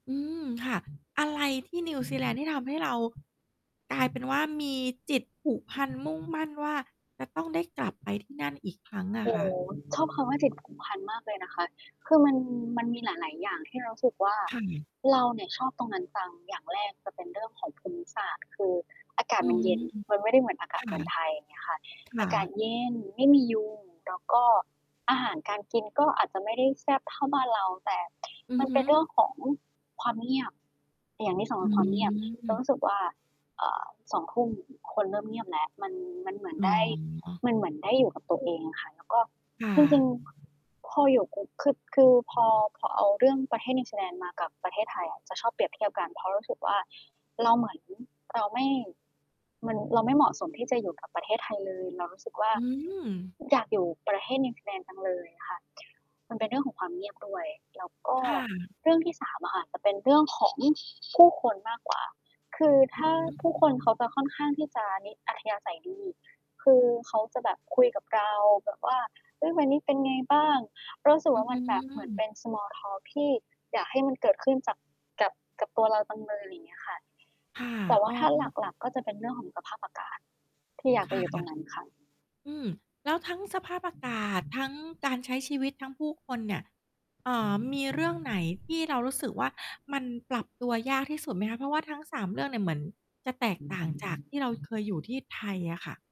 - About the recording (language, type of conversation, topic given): Thai, podcast, สถานที่ไหนเป็นจุดหมายที่มีความหมายกับคุณมากที่สุด?
- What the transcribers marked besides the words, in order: other background noise; distorted speech; static; tapping; in English: "small talk"